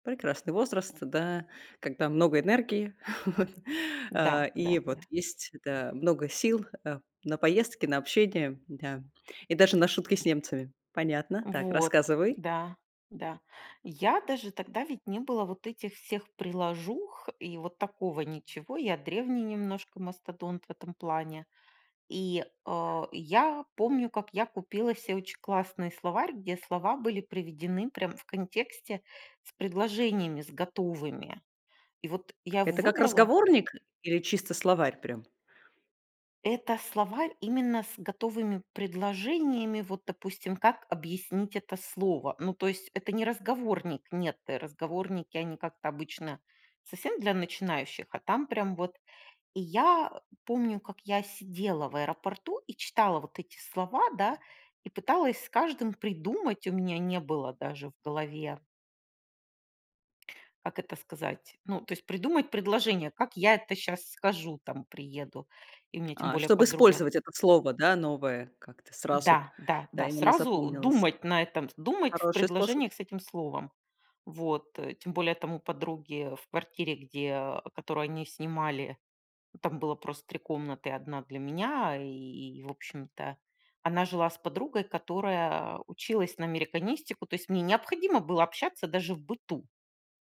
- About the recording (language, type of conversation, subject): Russian, podcast, Как ты учил(а) иностранный язык и что тебе в этом помогло?
- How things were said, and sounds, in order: laugh; tapping